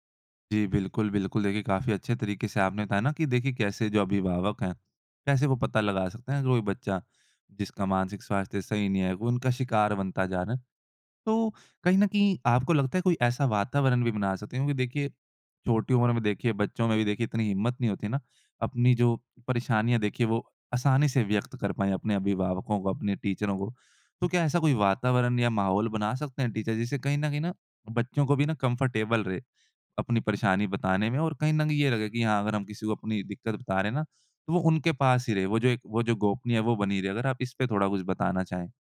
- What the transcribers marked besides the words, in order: in English: "टीचरों"; in English: "टीचर"; in English: "कंफ़र्टेबल"
- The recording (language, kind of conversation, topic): Hindi, podcast, मानसिक स्वास्थ्य को स्कूल में किस तरह शामिल करें?